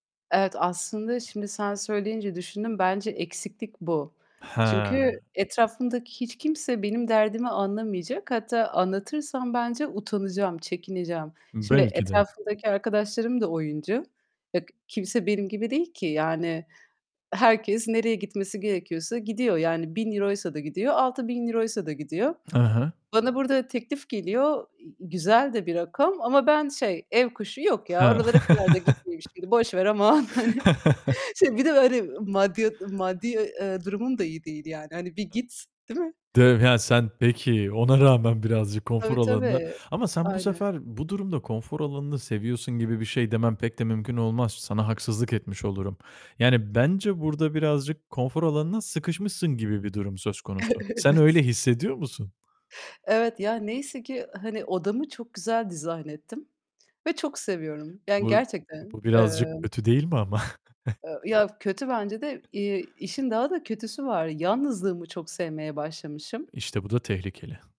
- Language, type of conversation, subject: Turkish, podcast, Konfor alanından çıkmaya karar verirken hangi kriterleri göz önünde bulundurursun?
- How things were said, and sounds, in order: laughing while speaking: "aman. Hani, şey, bir de böyle"; chuckle; tapping; laughing while speaking: "Evet"; chuckle